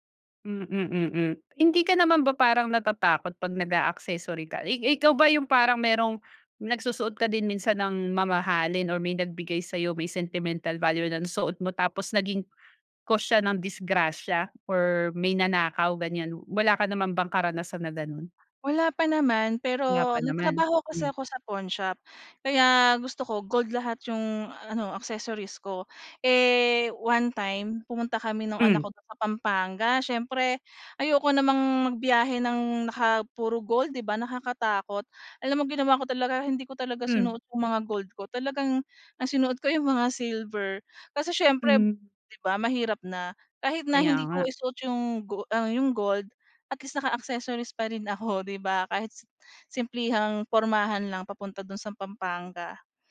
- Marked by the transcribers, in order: none
- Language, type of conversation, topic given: Filipino, podcast, Paano nakakatulong ang mga palamuti para maging mas makahulugan ang estilo mo kahit simple lang ang damit?